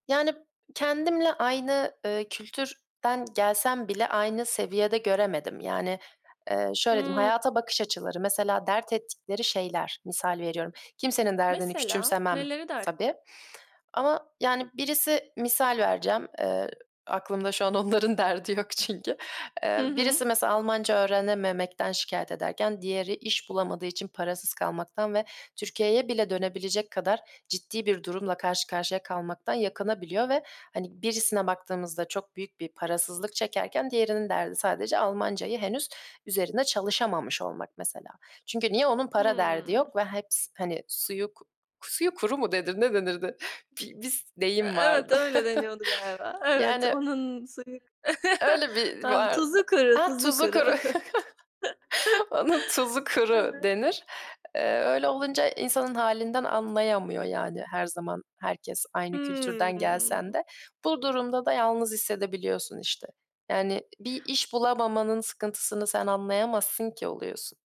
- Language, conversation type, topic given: Turkish, podcast, Topluluk içinde yalnızlığı azaltmanın yolları nelerdir?
- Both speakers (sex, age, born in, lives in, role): female, 20-24, United Arab Emirates, Germany, guest; female, 25-29, Turkey, Germany, host
- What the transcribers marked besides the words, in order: other background noise; tapping; laughing while speaking: "aklımda şu an onların derdi yok çünkü"; chuckle; other noise; laugh; chuckle; chuckle